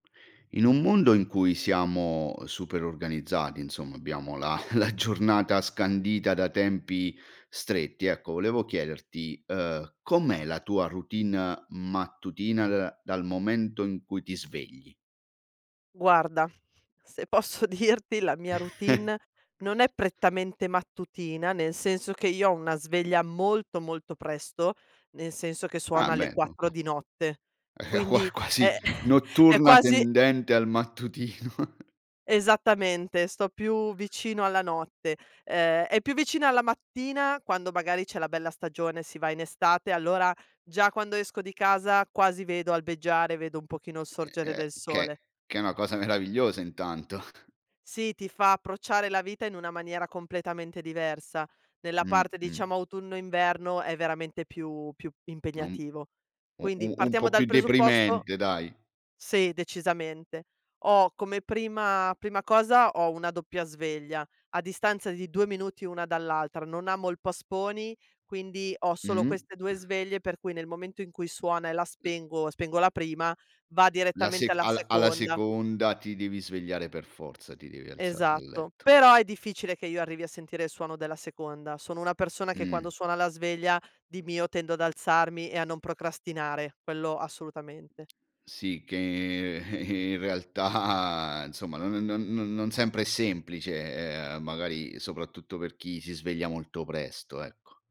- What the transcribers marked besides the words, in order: laughing while speaking: "la giornata"; laughing while speaking: "posso dirti"; chuckle; tapping; laughing while speaking: "Eh, qua"; chuckle; laughing while speaking: "mattutino"; unintelligible speech; chuckle; laughing while speaking: "e"; laughing while speaking: "realtà"; "insomma" said as "nsomma"
- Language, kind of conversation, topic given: Italian, podcast, Com’è la tua routine mattutina e cosa fai appena ti svegli?